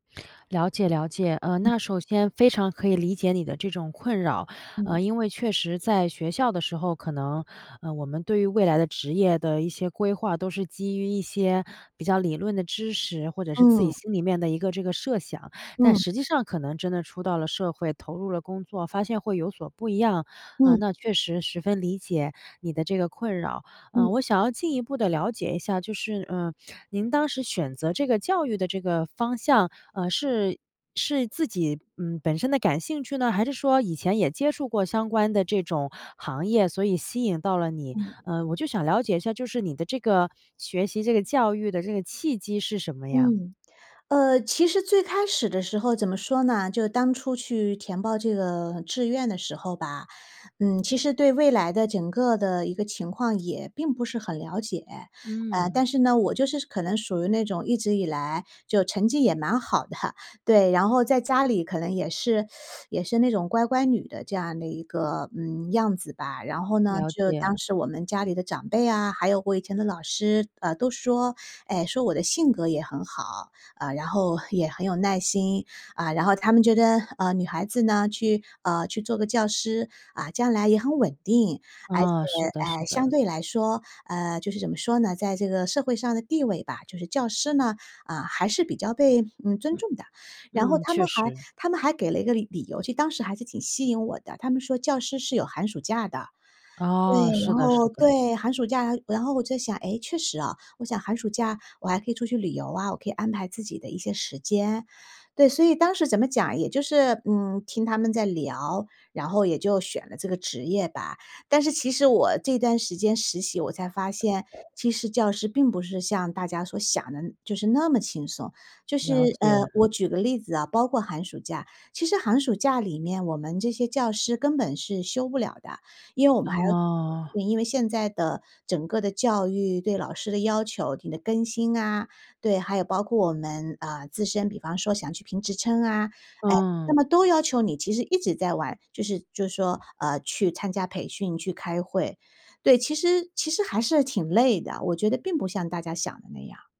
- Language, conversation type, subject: Chinese, advice, 我长期对自己的职业方向感到迷茫，该怎么办？
- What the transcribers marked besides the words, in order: laughing while speaking: "蛮好的"; teeth sucking; other background noise; other noise